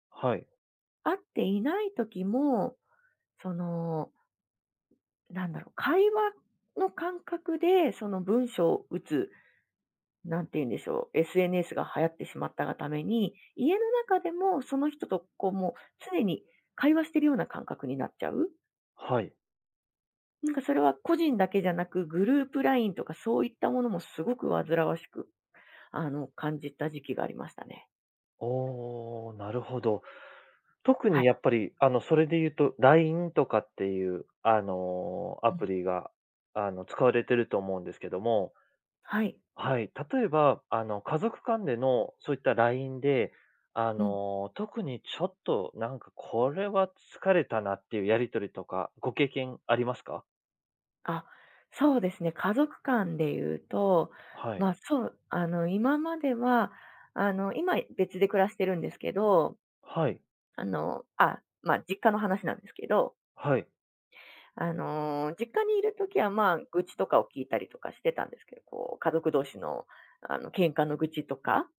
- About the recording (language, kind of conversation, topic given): Japanese, podcast, デジタル疲れと人間関係の折り合いを、どのようにつければよいですか？
- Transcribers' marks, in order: none